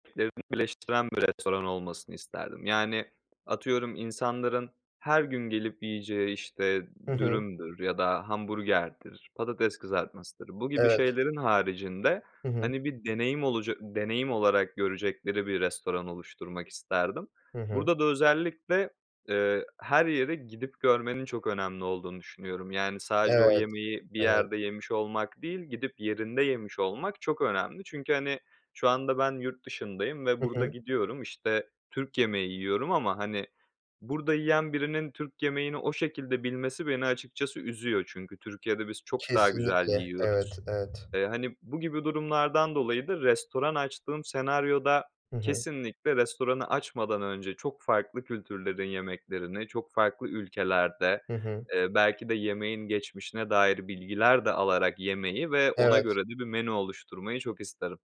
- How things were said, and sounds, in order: other background noise
- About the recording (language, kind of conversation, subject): Turkish, podcast, Lezzeti artırmak için hangi küçük mutfak hilelerini kullanırsın?